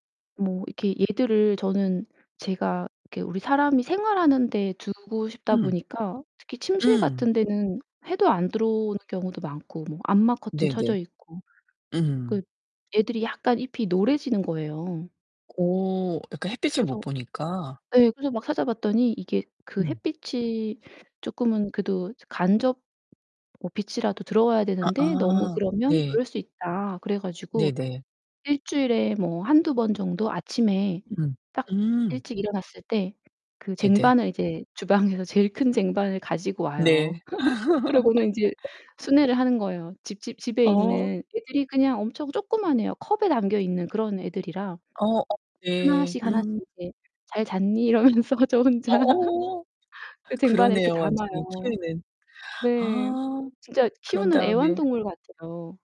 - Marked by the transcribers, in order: other background noise; laughing while speaking: "주방에서"; laugh; laughing while speaking: "이러면서 저 혼자"; laugh
- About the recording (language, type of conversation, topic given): Korean, podcast, 식물 가꾸기가 마음챙김에 도움이 될까요?